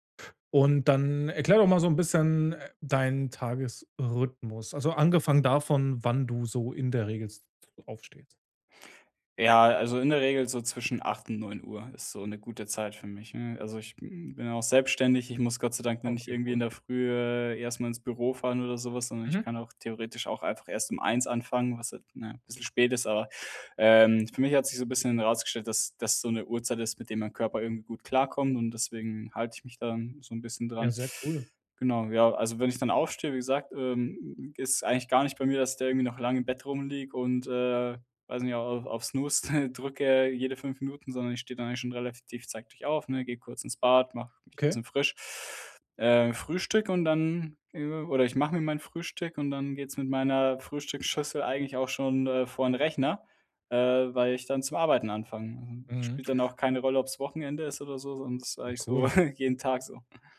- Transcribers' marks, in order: chuckle
- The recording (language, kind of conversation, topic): German, podcast, Wie startest du zu Hause produktiv in den Tag?